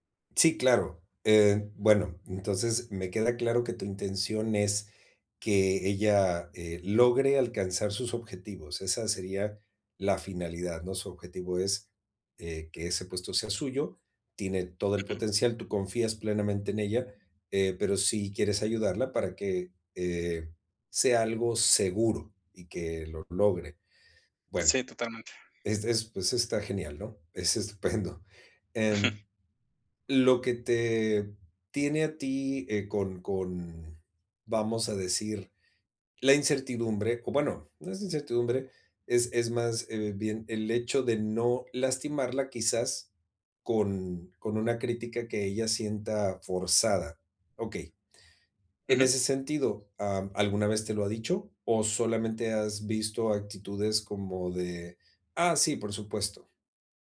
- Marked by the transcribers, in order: laughing while speaking: "estupendo"
- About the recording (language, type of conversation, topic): Spanish, advice, ¿Cómo puedo equilibrar de manera efectiva los elogios y las críticas?